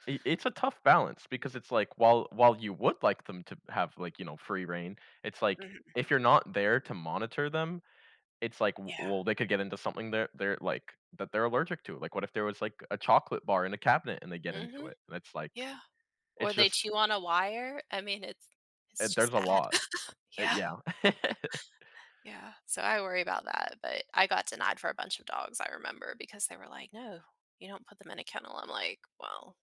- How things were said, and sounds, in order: tapping; laugh
- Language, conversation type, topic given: English, unstructured, How do you cope when you don’t succeed at something you’re passionate about?
- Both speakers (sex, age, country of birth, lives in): female, 35-39, United States, United States; male, 20-24, United States, United States